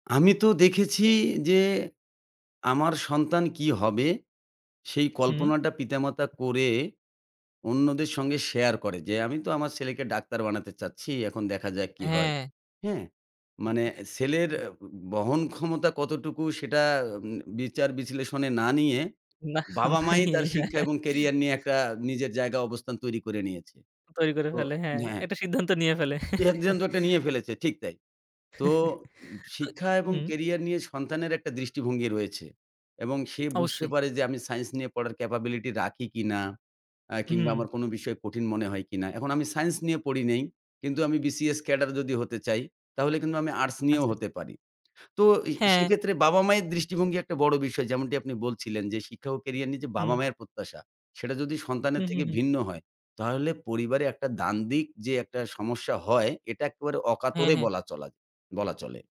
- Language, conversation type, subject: Bengali, podcast, শিক্ষা ও ক্যারিয়ার নিয়ে বাবা-মায়ের প্রত্যাশা ভিন্ন হলে পরিবারে কী ঘটে?
- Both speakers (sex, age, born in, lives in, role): male, 25-29, Bangladesh, Bangladesh, host; male, 40-44, Bangladesh, Bangladesh, guest
- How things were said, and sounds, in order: unintelligible speech; other background noise; laughing while speaking: "না"; laughing while speaking: "সিদ্ধান্ত নিয়ে ফেলে"; other noise; chuckle; in English: "ক্যাপাবিলিটি"